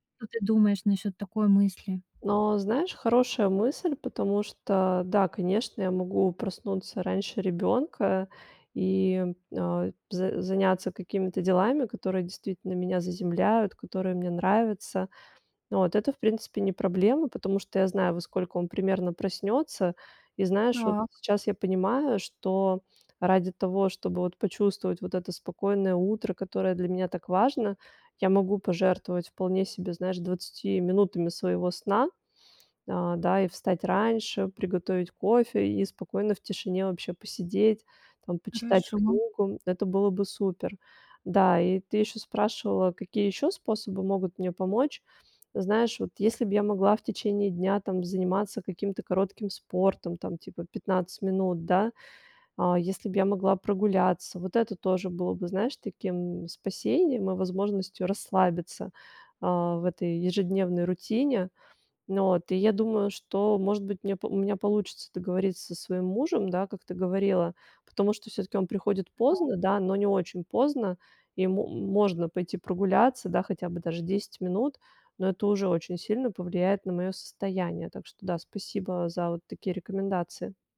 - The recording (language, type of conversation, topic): Russian, advice, Как справиться с постоянным напряжением и невозможностью расслабиться?
- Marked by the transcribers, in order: tapping